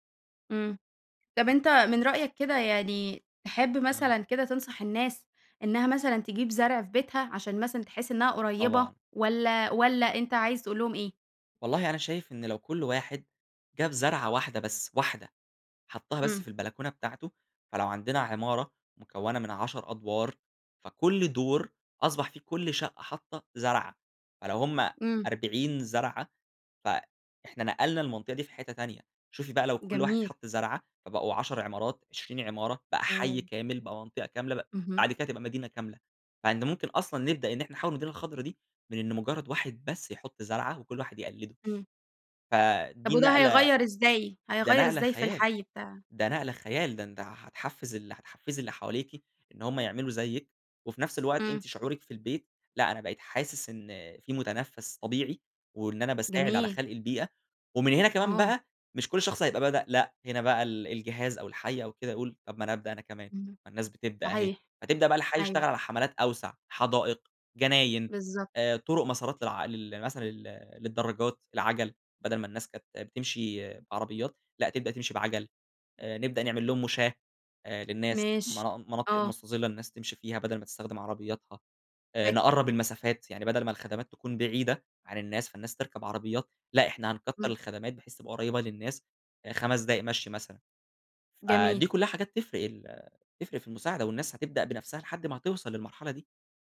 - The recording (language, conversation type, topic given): Arabic, podcast, إزاي نخلي المدن عندنا أكتر خضرة من وجهة نظرك؟
- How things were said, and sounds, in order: none